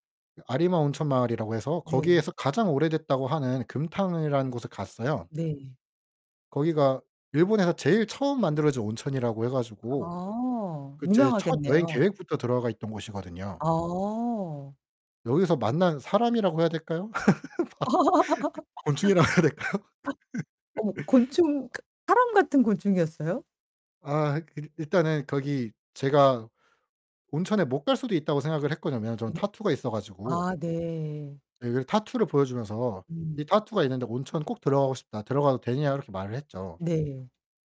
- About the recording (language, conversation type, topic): Korean, podcast, 여행 중에 만난 사람들 가운데 특히 인상 깊었던 사람에 대해 이야기해 주실 수 있나요?
- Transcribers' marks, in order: other background noise; static; tapping; laugh; laughing while speaking: "바 곤충이라고 해야 될까요?"; laugh; distorted speech